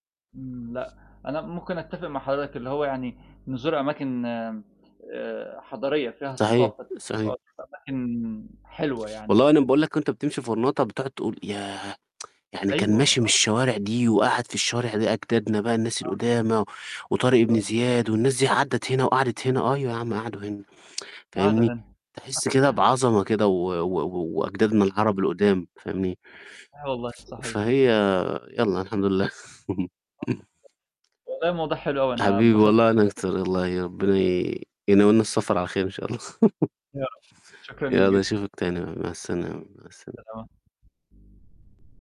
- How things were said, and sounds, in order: mechanical hum; distorted speech; tsk; unintelligible speech; tsk; unintelligible speech; chuckle; tapping; chuckle; unintelligible speech
- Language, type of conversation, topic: Arabic, unstructured, إيه أحلى ذكرى عندك من رحلة سافرت فيها قبل كده؟